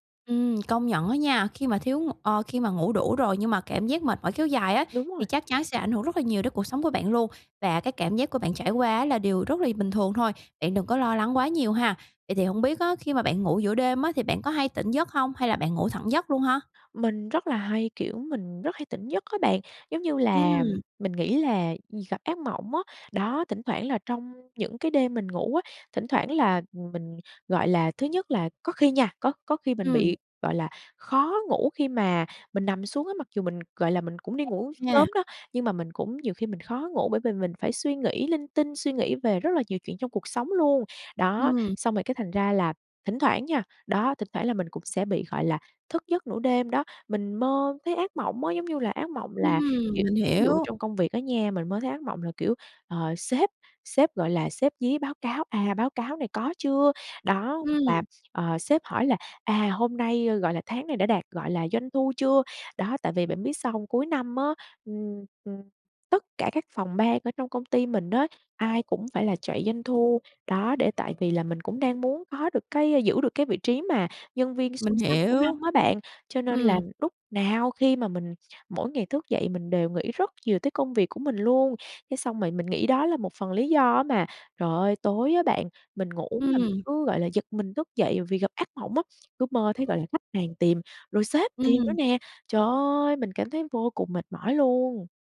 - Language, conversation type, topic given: Vietnamese, advice, Tại sao tôi cứ thức dậy mệt mỏi dù đã ngủ đủ giờ mỗi đêm?
- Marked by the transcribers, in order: tapping; other background noise; unintelligible speech